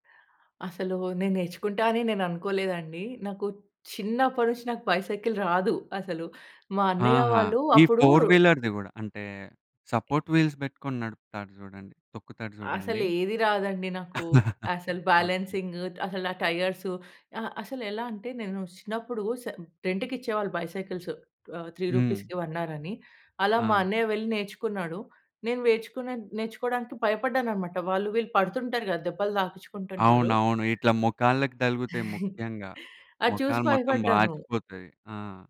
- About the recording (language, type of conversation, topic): Telugu, podcast, బైసికిల్ తొలిసారి తొక్కడం నేర్చుకున్నప్పుడు ఏమేమి జరిగాయి?
- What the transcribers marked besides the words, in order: in English: "బైసైకిల్"; in English: "ఫోర్-వీలర్‌ది"; in English: "సపోర్ట్ వీల్స్"; chuckle; in English: "టైయర్సు"; in English: "రెంట్‌కి"; in English: "త్రీ రూపీస్‌కి వన్ అర్"; chuckle